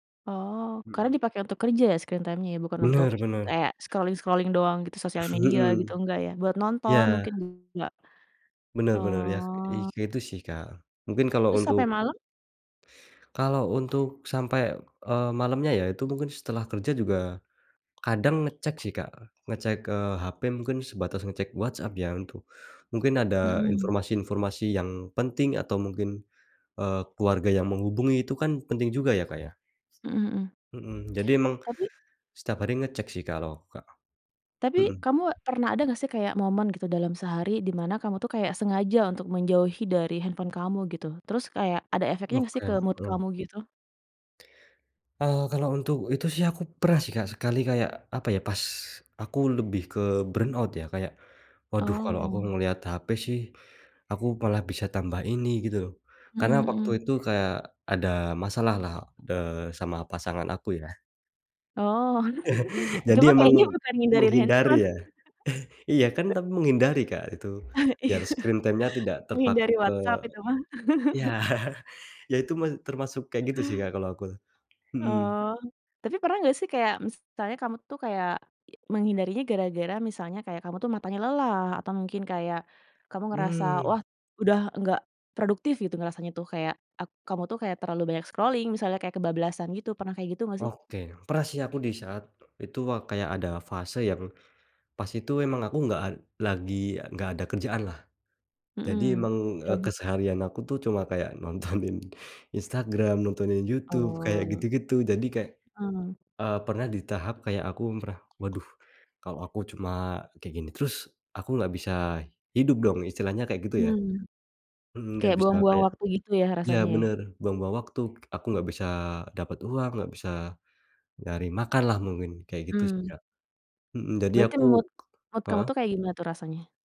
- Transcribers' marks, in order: in English: "screen time-nya"; in English: "scrolling-scrolling"; other background noise; in English: "mood"; in English: "burn out"; tapping; laugh; chuckle; chuckle; laugh; laughing while speaking: "Iya"; in English: "screen time-nya"; laughing while speaking: "iya"; in English: "scrolling"; laughing while speaking: "nontonin"; in English: "mood mood"
- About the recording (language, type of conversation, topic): Indonesian, podcast, Bagaimana kamu mengatur waktu penggunaan layar setiap hari?